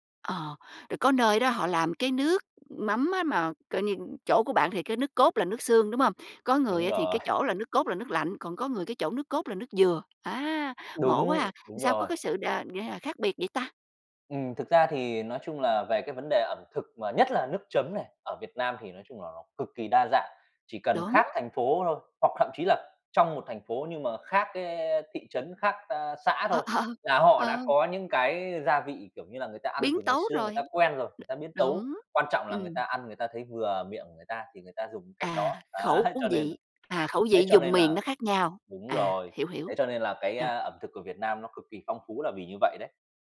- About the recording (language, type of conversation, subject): Vietnamese, podcast, Bạn có bí quyết nào để pha nước chấm thật ngon không?
- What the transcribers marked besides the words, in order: laugh; tapping; laughing while speaking: "ờ"; other noise; other background noise; laugh